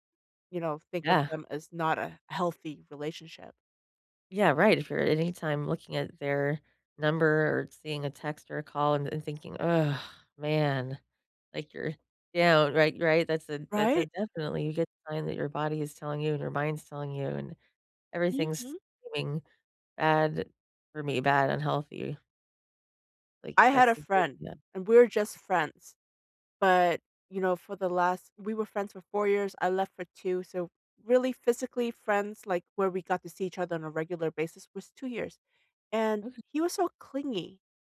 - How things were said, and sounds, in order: disgusted: "Ugh, man"
- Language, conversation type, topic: English, unstructured, How do I know when it's time to end my relationship?